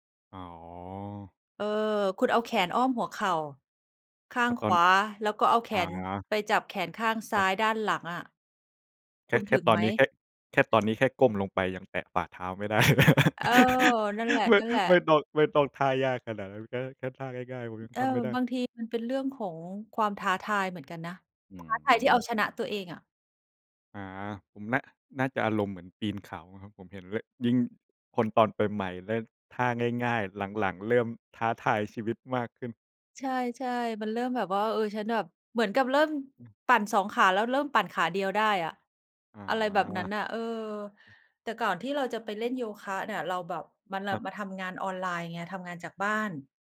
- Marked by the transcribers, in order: laugh; laughing while speaking: "ได้เลย ไม่ ไม่ต้อง"
- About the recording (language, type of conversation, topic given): Thai, unstructured, การเล่นกีฬาเป็นงานอดิเรกช่วยให้สุขภาพดีขึ้นจริงไหม?